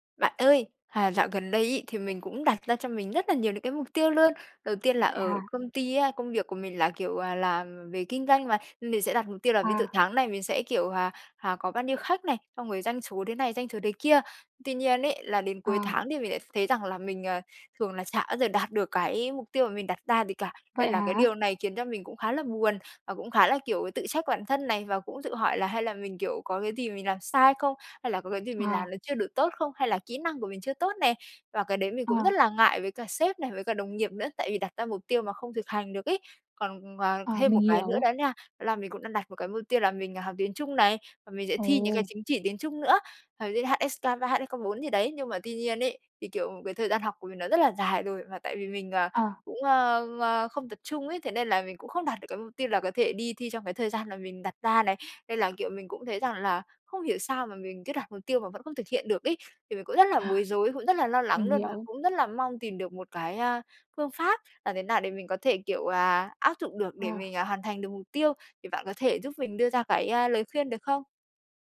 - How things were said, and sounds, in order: tapping; unintelligible speech; other noise
- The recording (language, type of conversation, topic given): Vietnamese, advice, Bạn nên làm gì khi lo lắng và thất vọng vì không đạt được mục tiêu đã đặt ra?